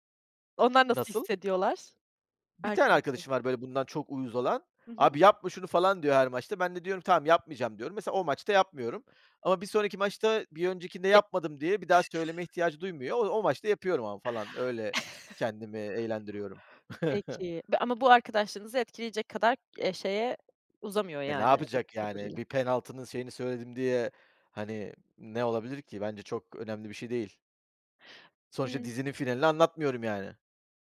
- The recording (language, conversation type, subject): Turkish, podcast, Dizi spoiler’larıyla nasıl başa çıkıyorsun, bunun için bir kuralın var mı?
- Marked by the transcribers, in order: other background noise; chuckle; chuckle